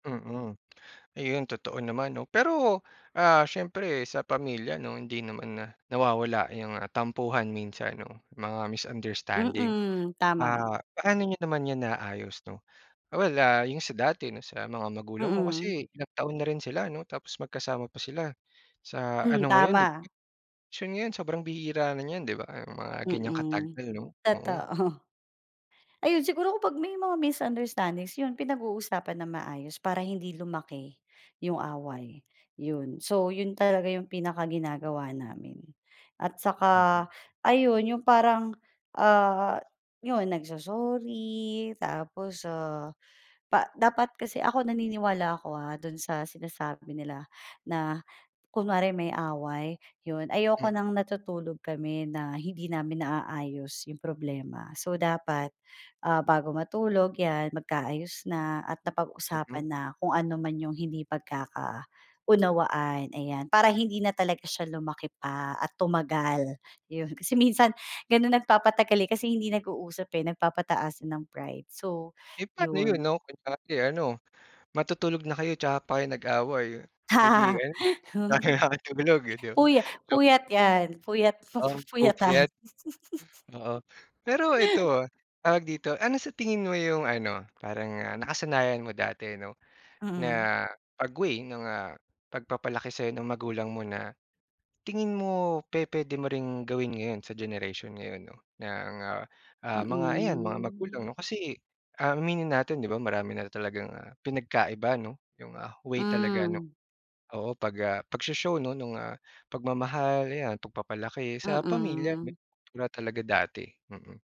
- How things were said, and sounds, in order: unintelligible speech; laughing while speaking: "totoo"; tapping; laugh; laughing while speaking: "na kailangang di ba?"; unintelligible speech; giggle
- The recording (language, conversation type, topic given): Filipino, podcast, Paano ninyo ipinapakita ang pagmamahal sa inyong pamilya?